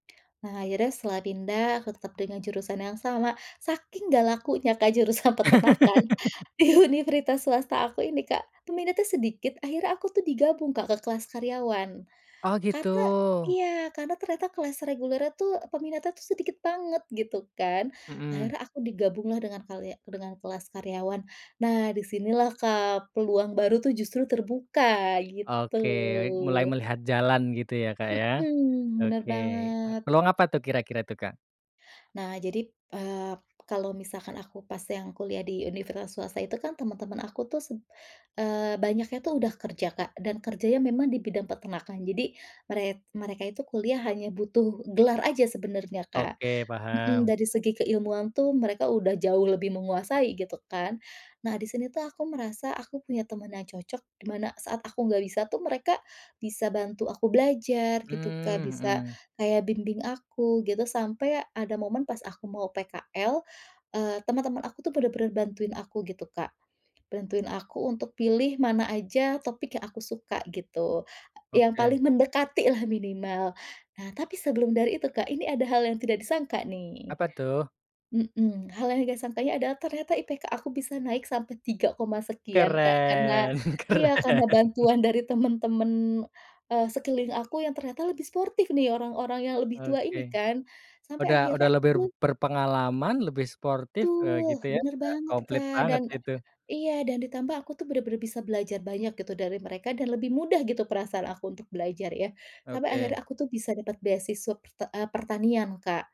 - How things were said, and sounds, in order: laugh; laughing while speaking: "jurusan peternakan di universitas"; drawn out: "gitu"; tapping; laughing while speaking: "keren"; "lebih" said as "lebir"
- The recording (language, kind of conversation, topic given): Indonesian, podcast, Pernahkah kamu mengalami momen kegagalan yang justru membuka peluang baru?